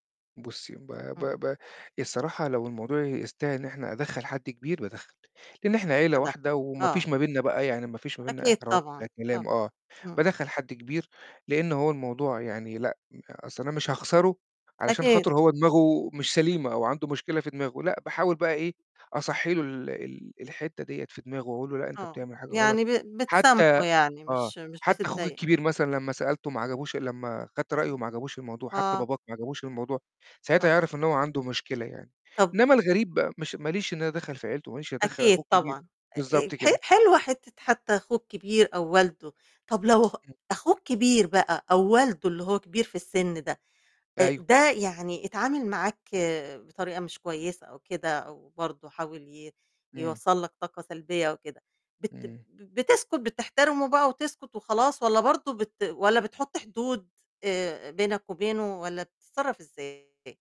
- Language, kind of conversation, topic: Arabic, podcast, إزاي بتتعامل مع علاقات بتأثر فيك سلبياً؟
- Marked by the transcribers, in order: unintelligible speech; other noise; tapping; distorted speech